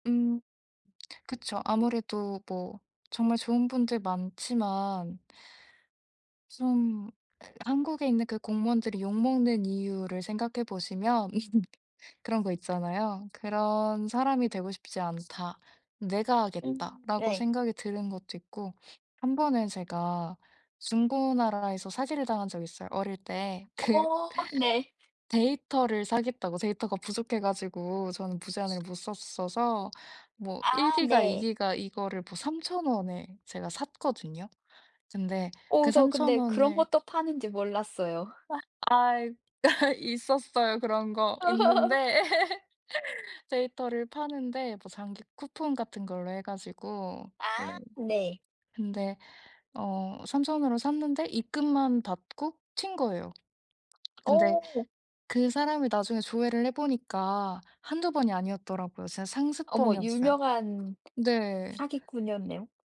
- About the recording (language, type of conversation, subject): Korean, unstructured, 꿈꾸는 직업이 있다면 무엇인가요?
- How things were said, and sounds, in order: tapping; other background noise; chuckle; laughing while speaking: "아하 있었어요. 그런 거 있는데"; laugh